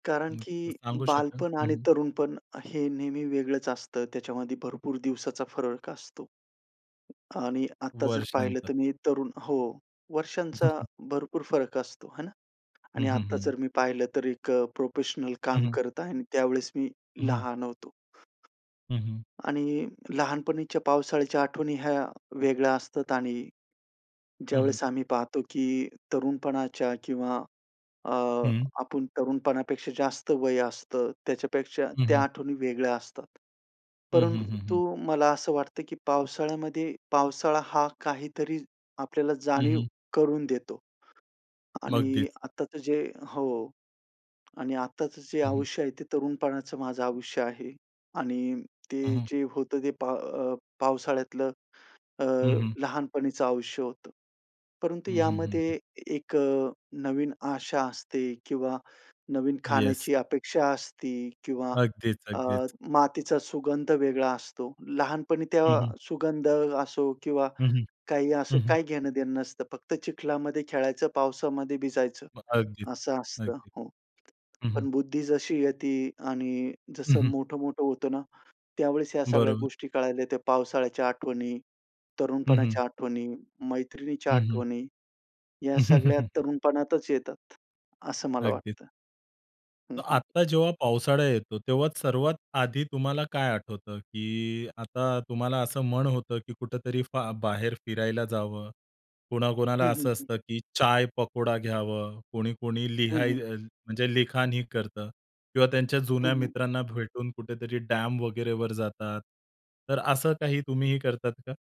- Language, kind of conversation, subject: Marathi, podcast, वर्षातल्या पावसाळ्याचा तुमच्या आयुष्यातला अर्थ काय आहे?
- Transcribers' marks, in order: other background noise; tapping; chuckle; other noise; "अगदीच" said as "मगदीच"; chuckle; in Hindi: "चाय पकोडा"; in English: "डॅम"